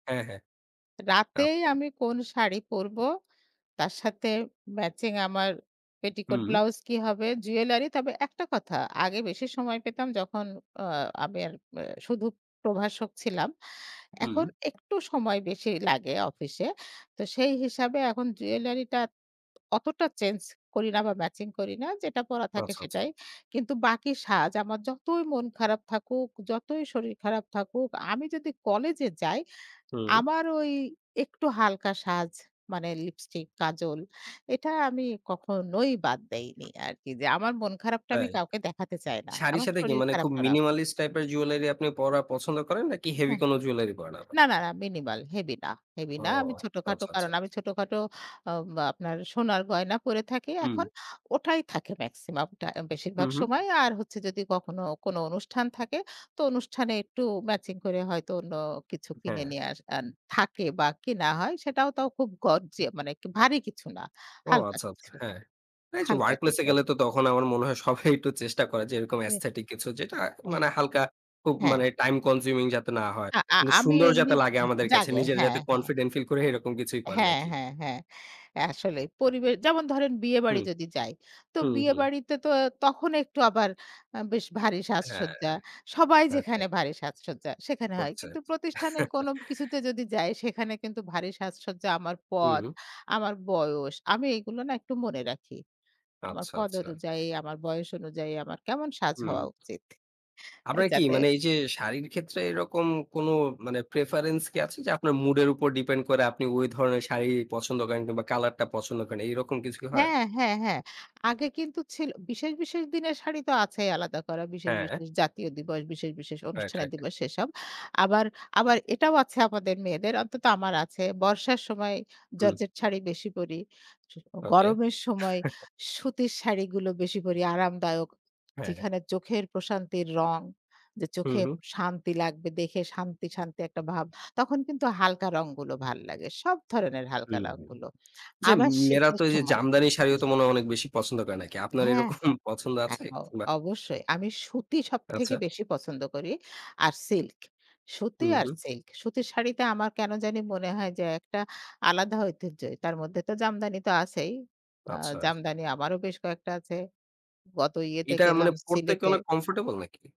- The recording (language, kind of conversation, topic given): Bengali, podcast, কোন পোশাকে তুমি সবচেয়ে আত্মবিশ্বাসী অনুভব করো?
- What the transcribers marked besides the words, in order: tapping; other background noise; "পরাটা" said as "পডাটা"; laughing while speaking: "সবাই একটু"; in English: "aesthetic"; chuckle; chuckle; lip smack; laughing while speaking: "এরকম"; unintelligible speech; unintelligible speech